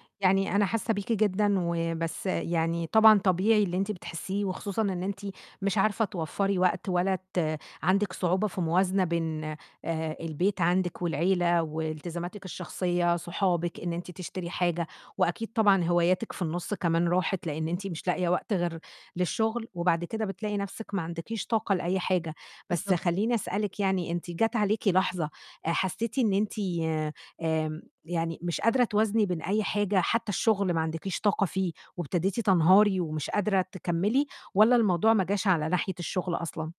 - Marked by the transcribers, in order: none
- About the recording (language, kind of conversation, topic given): Arabic, advice, إزاي أقدر أوازن بين وقت الشغل ووقت العيلة والتزاماتى الشخصية؟